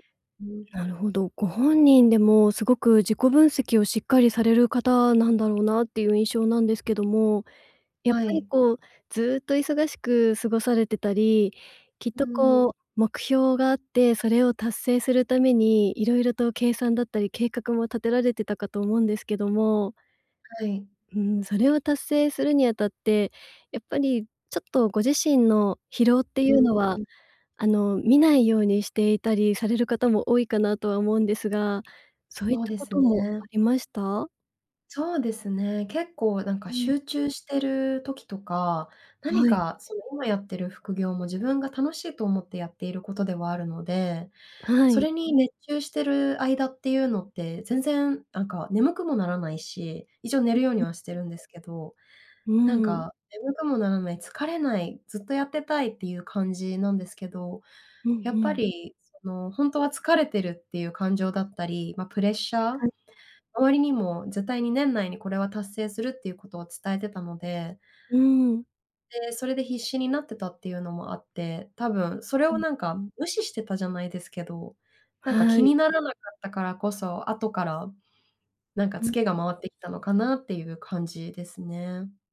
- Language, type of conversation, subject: Japanese, advice, 燃え尽き感が強くて仕事や日常に集中できないとき、どうすれば改善できますか？
- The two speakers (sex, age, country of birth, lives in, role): female, 30-34, Japan, Japan, user; female, 35-39, Japan, Japan, advisor
- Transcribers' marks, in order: none